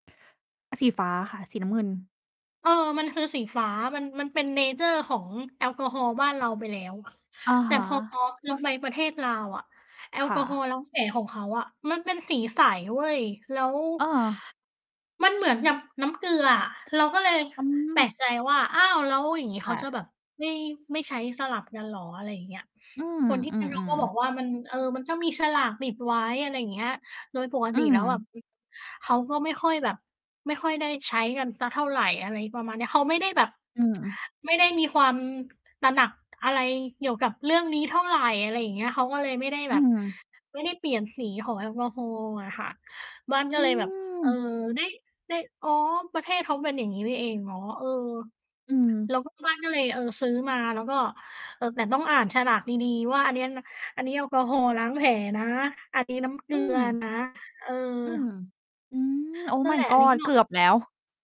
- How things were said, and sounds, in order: other background noise; in English: "เนเชอร์"; tapping; distorted speech; tsk; in English: "Oh my god"
- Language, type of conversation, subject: Thai, unstructured, คุณเคยมีประสบการณ์แปลก ๆ ระหว่างการเดินทางไหม?